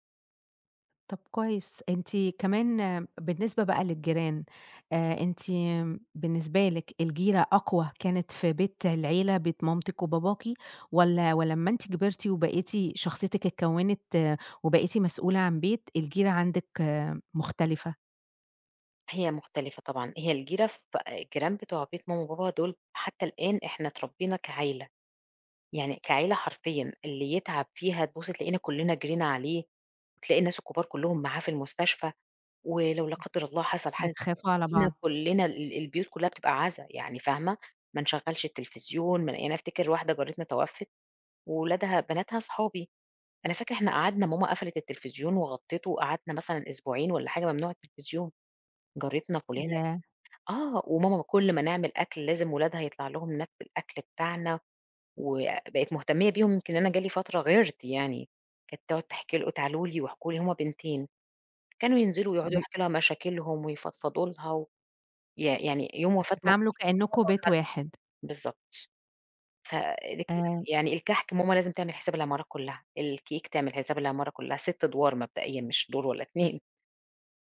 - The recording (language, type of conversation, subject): Arabic, podcast, إيه الحاجات اللي بتقوّي الروابط بين الجيران؟
- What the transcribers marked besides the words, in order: in English: "الcake"